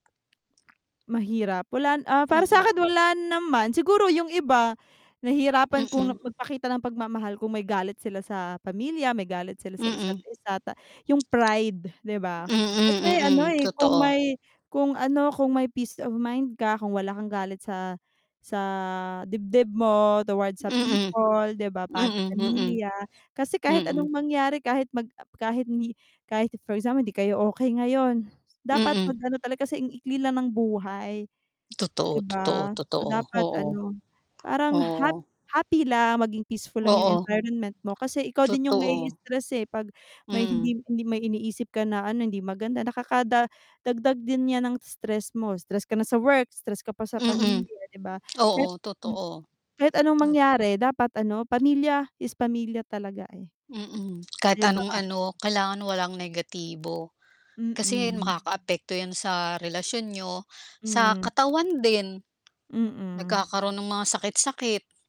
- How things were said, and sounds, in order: static; tapping; distorted speech; background speech; other background noise
- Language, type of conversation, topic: Filipino, unstructured, Paano mo ipinapakita ang pagmamahal sa pamilya araw-araw?